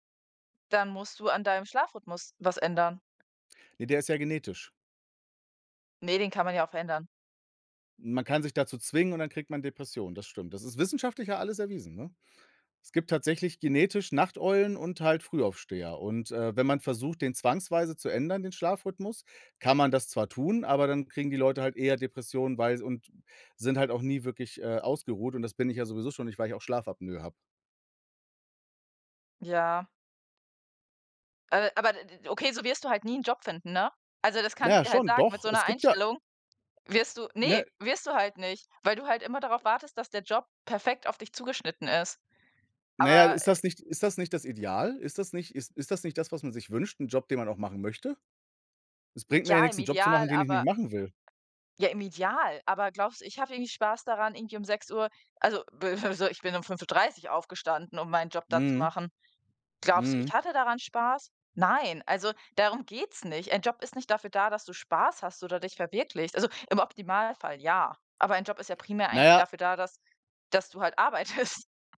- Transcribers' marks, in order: unintelligible speech; laughing while speaking: "arbeitest"; other background noise
- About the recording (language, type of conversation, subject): German, unstructured, Wovon träumst du, wenn du an deine Zukunft denkst?